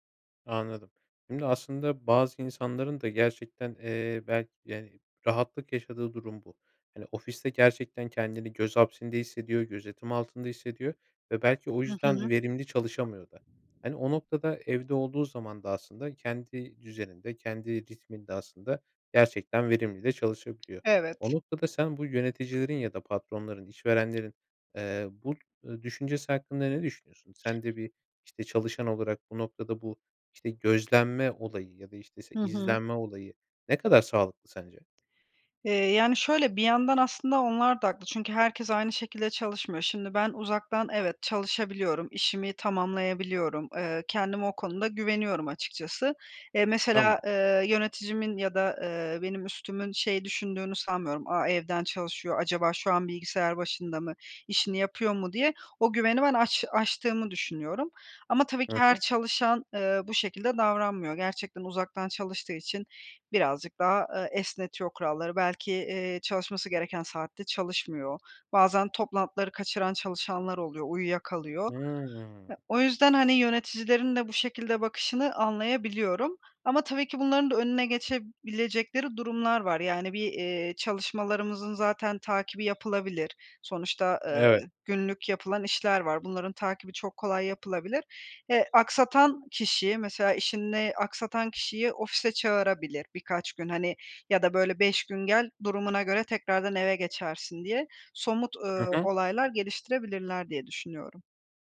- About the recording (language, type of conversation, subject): Turkish, podcast, Uzaktan çalışma kültürü işleri nasıl değiştiriyor?
- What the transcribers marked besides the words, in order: other background noise; tapping; drawn out: "Hıı"